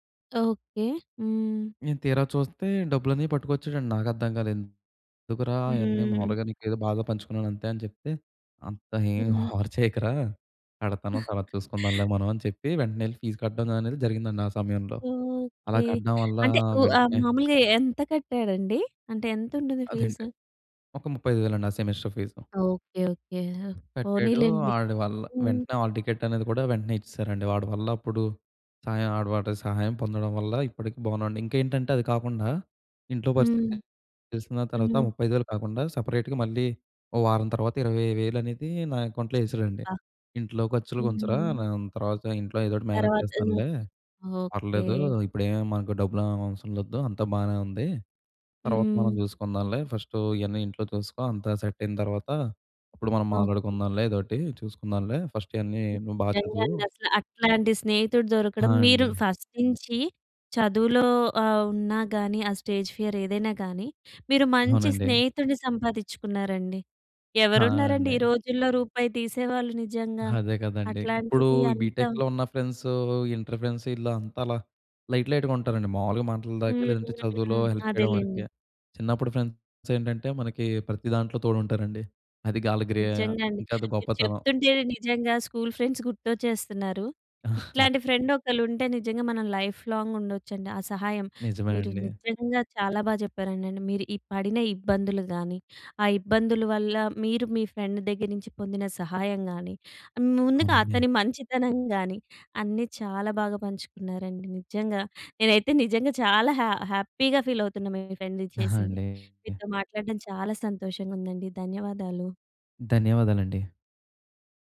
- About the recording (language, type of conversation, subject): Telugu, podcast, పేదరికం లేదా ఇబ్బందిలో ఉన్నప్పుడు అనుకోని సహాయాన్ని మీరు ఎప్పుడైనా స్వీకరించారా?
- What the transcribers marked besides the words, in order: chuckle; in English: "ఫీజు"; other background noise; in English: "ఫీజ్?"; in English: "సెమెస్టర్ ఫీజు"; in English: "సెపరేట్‌గా"; tapping; in English: "ఫస్ట్"; in English: "సెట్"; in English: "ఫస్ట్"; in English: "ఫస్ట్"; in English: "స్టేజ్ ఫియర్"; in English: "ఫ్రెండ్సు ఇంటర్ ఫ్రెండ్సు"; in English: "హెల్ప్"; in English: "ఫ్రెండ్స్"; in English: "స్కూల్ ఫ్రెండ్స్"; chuckle; in English: "ఫ్రెండ్"; in English: "లైఫ్‌లాంగ్"; gasp; in English: "ఫ్రెండ్"; gasp; in English: "హ్యాపీగా ఫీల్"; in English: "ఫ్రెండ్"